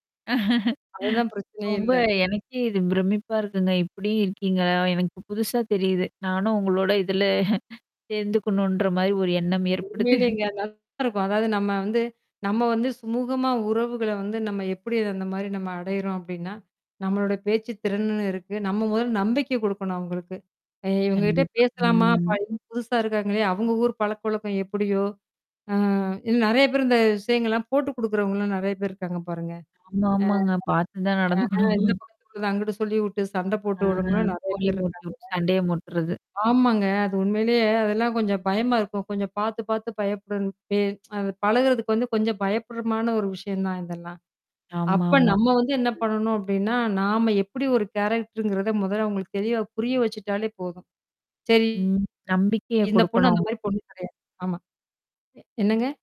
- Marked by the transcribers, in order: laugh; static; distorted speech; laughing while speaking: "இதுல"; laugh; drawn out: "ம்"; laugh; drawn out: "ஆ"; tsk; in English: "கேரக்டர்ங்கிறத"
- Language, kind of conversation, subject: Tamil, podcast, புதிய நகரத்தில் சுலபமாக நண்பர்களை எப்படி உருவாக்கிக்கொள்வது?